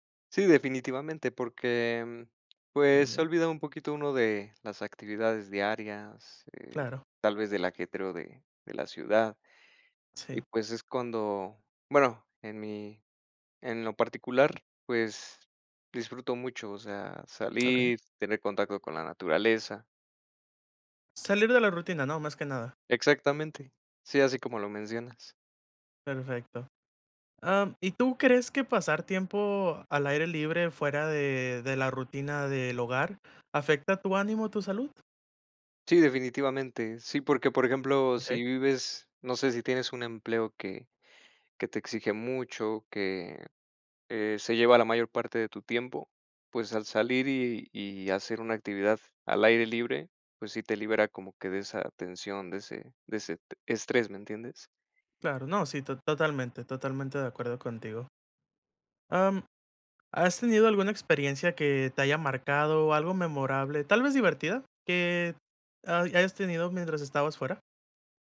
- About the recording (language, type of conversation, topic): Spanish, unstructured, ¿Te gusta pasar tiempo al aire libre?
- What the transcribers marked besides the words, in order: other background noise; tapping